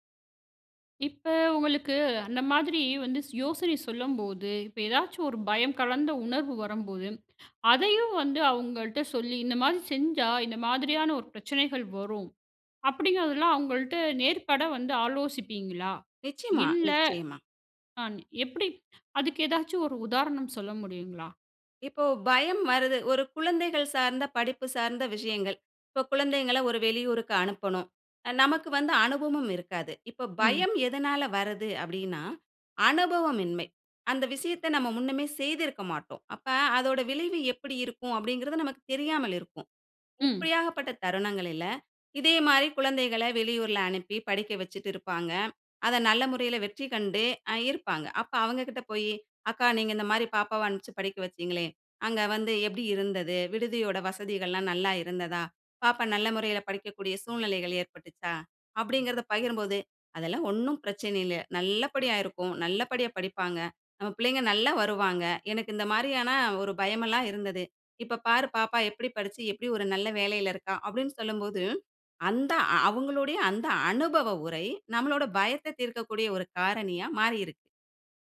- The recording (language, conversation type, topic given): Tamil, podcast, சேர்ந்து யோசிக்கும்போது புதிய யோசனைகள் எப்படிப் பிறக்கின்றன?
- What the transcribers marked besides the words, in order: "ஏதாவது" said as "ஏதாச்சு"